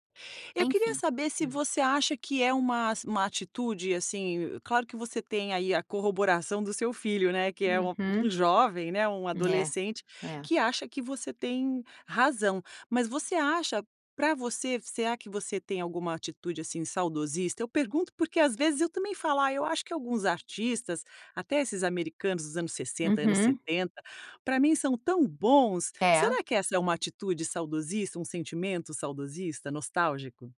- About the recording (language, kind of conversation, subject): Portuguese, podcast, Que artistas você considera parte da sua identidade musical?
- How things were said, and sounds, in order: tapping